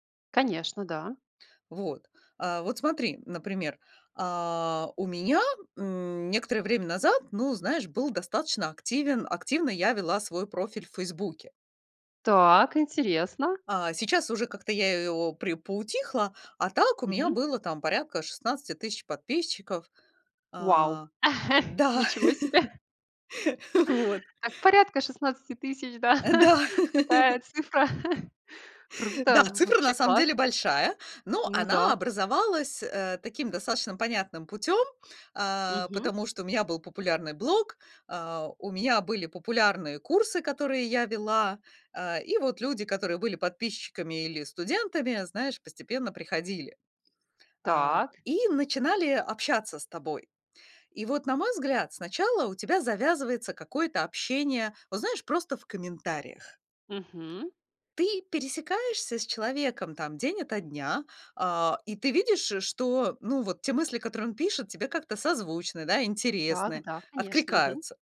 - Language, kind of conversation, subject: Russian, podcast, Как отличить настоящую дружбу от поверхностной онлайн‑связи?
- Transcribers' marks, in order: chuckle; laughing while speaking: "ничего себе"; laugh; tapping; laughing while speaking: "Да"; chuckle; other background noise